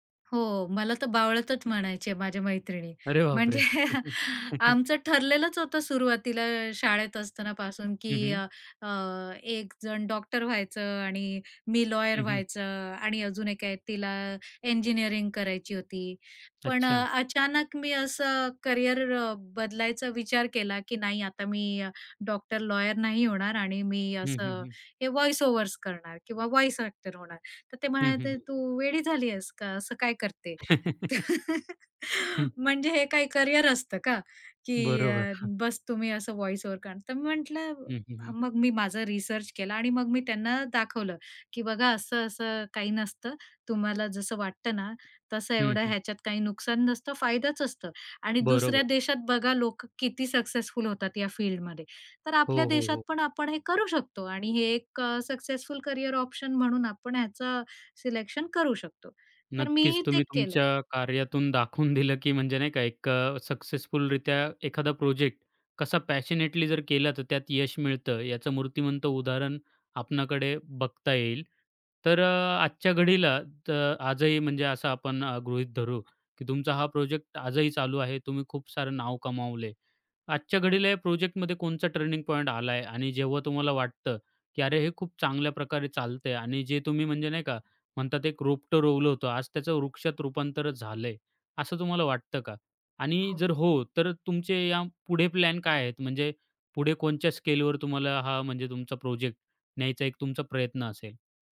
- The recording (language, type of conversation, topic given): Marathi, podcast, तुझा पॅशन प्रोजेक्ट कसा सुरू झाला?
- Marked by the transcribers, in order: "बावळटच" said as "बावळतच"; laughing while speaking: "अरे बापरे!"; laughing while speaking: "म्हणजे"; chuckle; in English: "वॉईस-ओव्हर्स"; in English: "वॉईस ॲक्टर"; laughing while speaking: "तर"; chuckle; in English: "व्हॉईस-ओव्हर"; other noise; tapping; laughing while speaking: "दिलं"; in English: "पॅशनेटली"; in English: "स्केलवर"